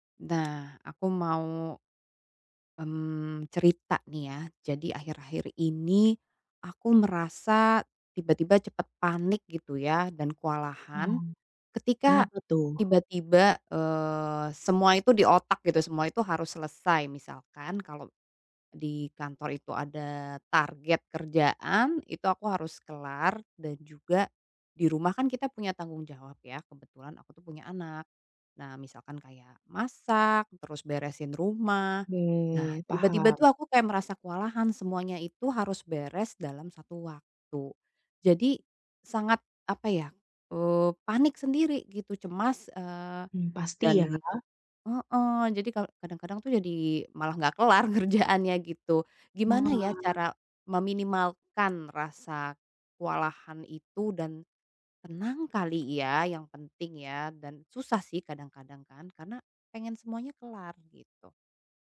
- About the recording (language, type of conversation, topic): Indonesian, advice, Bagaimana cara menenangkan diri saat tiba-tiba merasa sangat kewalahan dan cemas?
- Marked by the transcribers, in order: tapping; other background noise; laughing while speaking: "kerjaannya"